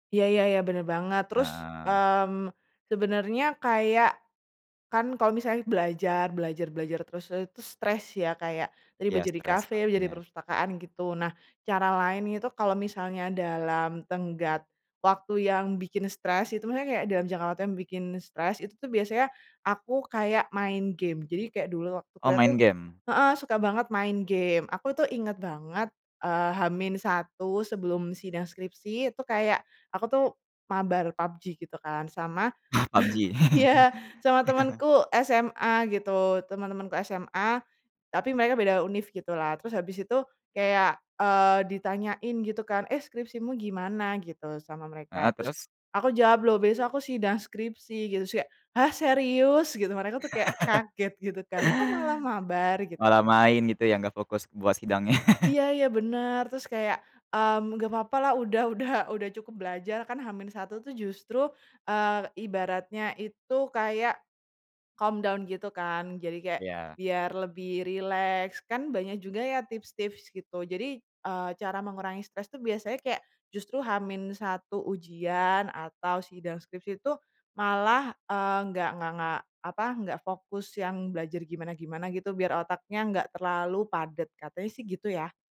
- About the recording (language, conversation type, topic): Indonesian, podcast, Apa yang bisa dilakukan untuk mengurangi stres pada pelajar?
- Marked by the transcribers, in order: chuckle; chuckle; chuckle; laughing while speaking: "udah"; in English: "calm down"; tapping